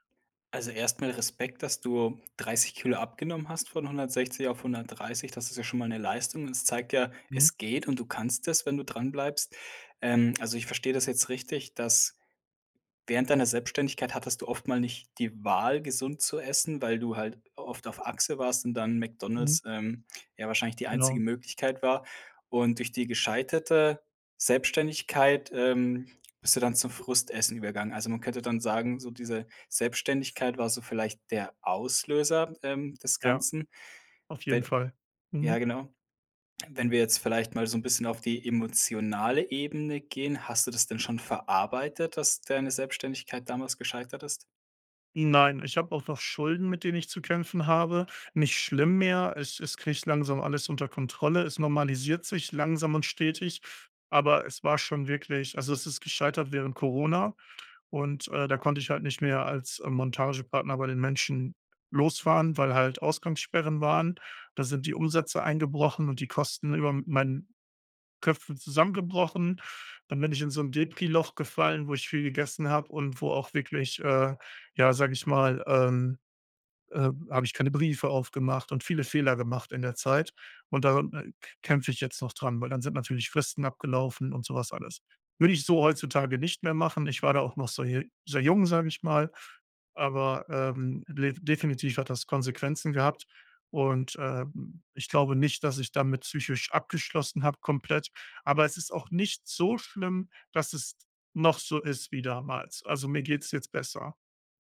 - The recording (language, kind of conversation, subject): German, advice, Wie würdest du deine Essgewohnheiten beschreiben, wenn du unregelmäßig isst und häufig zu viel oder zu wenig Nahrung zu dir nimmst?
- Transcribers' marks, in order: stressed: "gescheiterte"; stressed: "so"